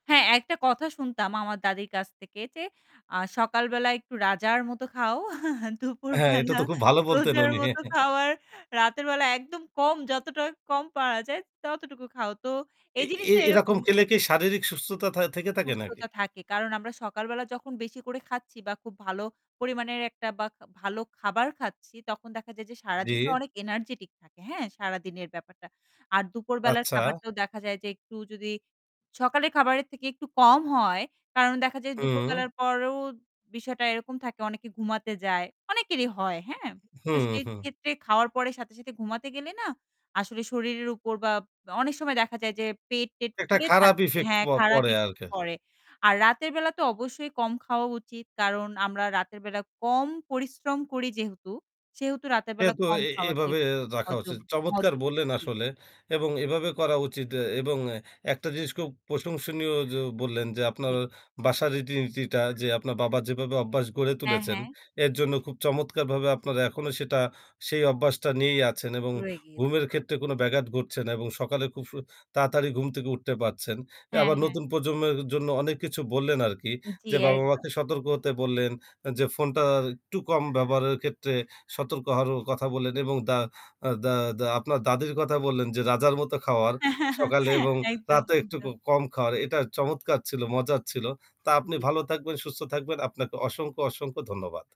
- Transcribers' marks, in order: chuckle; static; laughing while speaking: "দুপুরবেলা রোজার মত খাও আর … যায় ততটুকু খাও"; chuckle; tapping; in English: "effect"; unintelligible speech; other background noise; giggle; laughing while speaking: "একদম, একদম"
- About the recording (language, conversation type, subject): Bengali, podcast, ভালো ঘুমের মান বজায় রাখতে আপনি কী কী অভ্যাস অনুসরণ করেন?